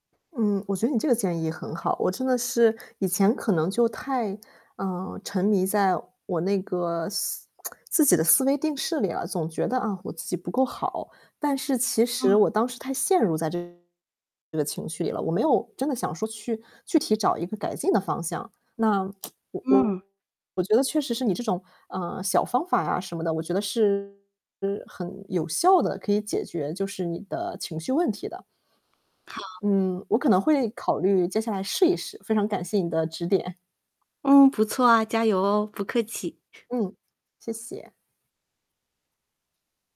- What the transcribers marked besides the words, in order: other noise; tsk; distorted speech; tsk; static; other background noise
- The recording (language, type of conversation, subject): Chinese, advice, 在学业或职业资格考试失败后，我该如何重新找回动力并继续前进？